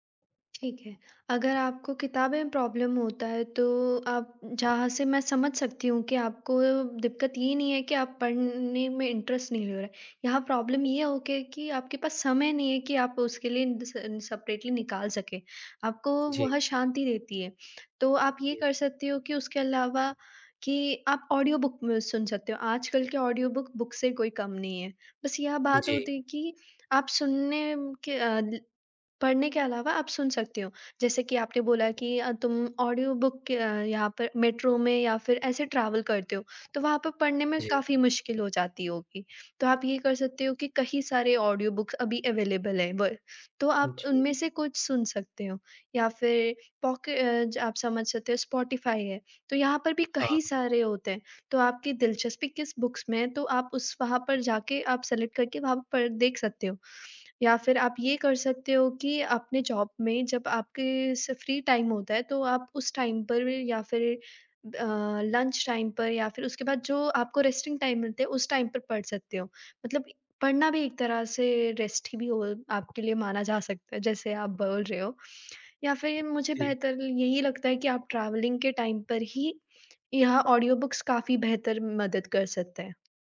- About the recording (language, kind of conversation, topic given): Hindi, advice, रोज़ पढ़ने की आदत बनानी है पर समय निकालना मुश्किल होता है
- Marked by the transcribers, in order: in English: "प्रॉब्लम"; in English: "इंटरेस्ट"; in English: "प्रॉब्लम"; in English: "इन द सेन्स सेपरेटली"; in English: "ऑडियो बुक"; in English: "ऑडियो बुक बुक"; in English: "ऑडियो बुक"; in English: "ट्रैवल"; in English: "ऑडियो बुक्स"; in English: "अवेलेबल"; in English: "बुक्स"; in English: "सेलेक्ट"; in English: "जॉब"; in English: "फ्री टाइम"; in English: "टाइम"; in English: "लंच टाइम"; in English: "रेस्टिंग टाइम"; in English: "टाइम"; in English: "रेस्ट"; in English: "ट्रैवलिंग"; in English: "टाइम"; in English: "ऑडियो बुक्स"